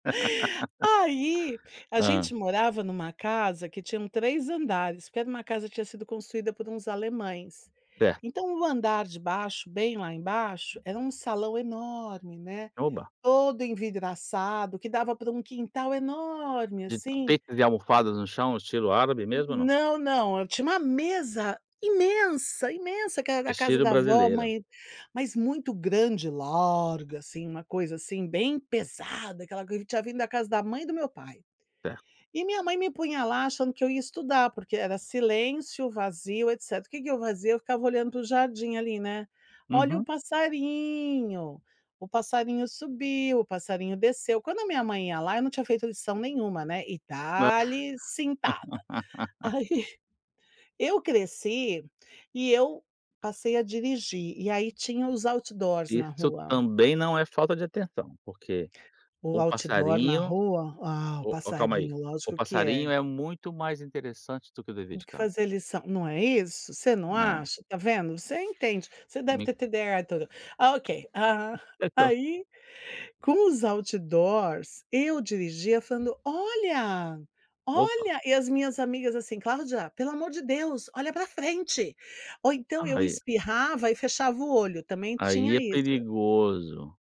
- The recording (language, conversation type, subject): Portuguese, advice, Quais tarefas você está tentando fazer ao mesmo tempo e que estão impedindo você de concluir seus trabalhos?
- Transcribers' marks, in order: laugh; other background noise; put-on voice: "larga"; put-on voice: "pesada"; laugh; laughing while speaking: "Aí"; tapping; unintelligible speech